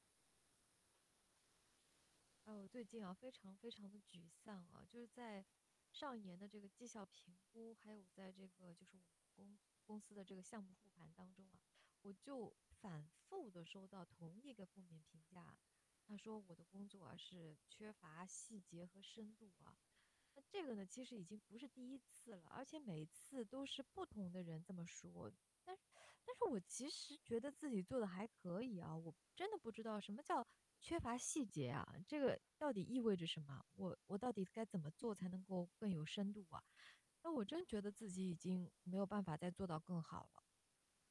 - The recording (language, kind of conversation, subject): Chinese, advice, 我反复收到相同的负面评价，但不知道该如何改进，怎么办？
- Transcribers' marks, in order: teeth sucking